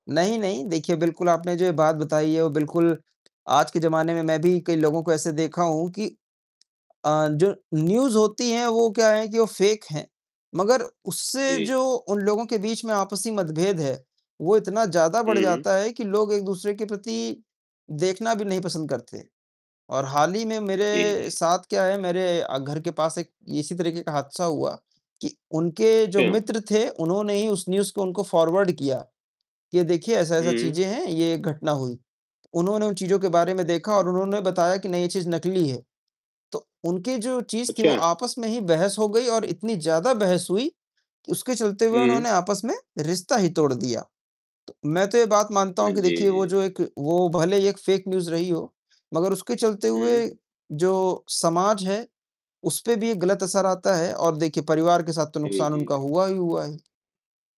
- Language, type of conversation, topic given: Hindi, unstructured, फेक न्यूज़ का समाज पर क्या प्रभाव पड़ता है?
- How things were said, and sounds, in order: distorted speech; tapping; in English: "न्यूज़"; in English: "फेक"; in English: "सेम"; in English: "न्यूज़"; in English: "फॉरवर्ड"; in English: "फेक"; other background noise